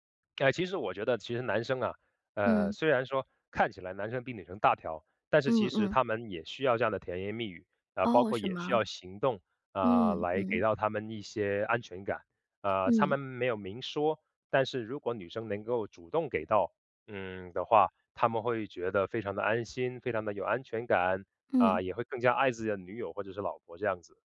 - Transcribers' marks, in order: none
- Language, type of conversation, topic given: Chinese, podcast, 你认为长期信任更多是靠言语，还是靠行动？